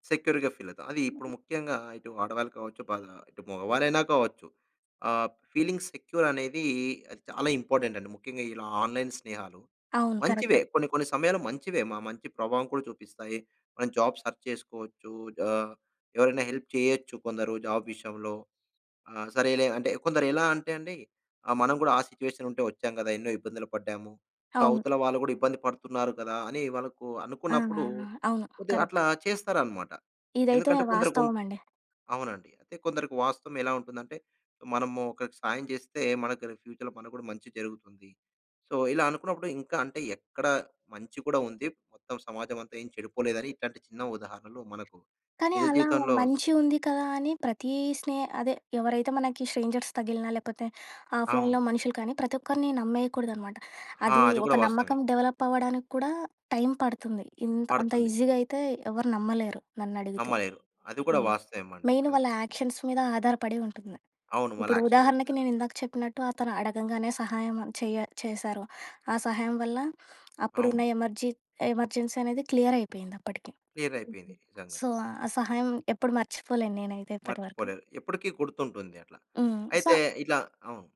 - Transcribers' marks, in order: in English: "సెక్యూర్‌గా ఫీల్"; other background noise; in English: "ఫీలింగ్ సెక్యూర్"; in English: "ఇంపార్టెంట్"; in English: "ఆన్‌లైన్"; in English: "జాబ్ సెర్చ్"; in English: "హెల్ప్"; in English: "జాబ్"; in English: "సిట్యుయేషన్"; in English: "సో"; in English: "ఫ్యూచర్‌లో"; in English: "సో"; in English: "స్ట్రేంజర్స్"; in English: "ఆఫ్‌లైన్‌లో"; horn; in English: "డెవలప్"; in English: "ఈజీగా"; in English: "మెయిన్"; in English: "కరెక్ట్"; in English: "యాక్షన్స్"; in English: "ఆక్షన్స్"; in English: "ఎమర్జీ ఎమర్జెన్సీ"; in English: "క్లియర్"; in English: "క్లియర్"; in English: "సో"; in English: "సో"
- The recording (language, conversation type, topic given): Telugu, podcast, పరాయి వ్యక్తి చేసిన చిన్న సహాయం మీపై ఎలాంటి ప్రభావం చూపిందో చెప్పగలరా?